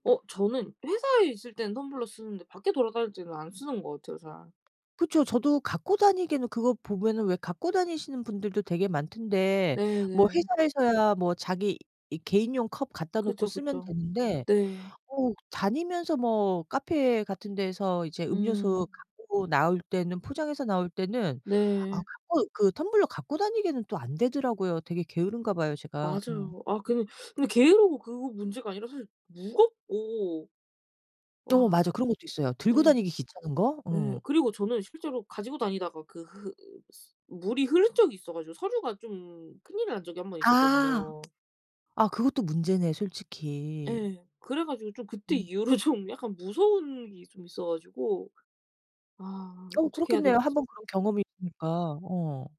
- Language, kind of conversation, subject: Korean, unstructured, 쓰레기를 줄이는 데 가장 효과적인 방법은 무엇일까요?
- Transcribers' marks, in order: other background noise; tapping; laughing while speaking: "이후로 좀"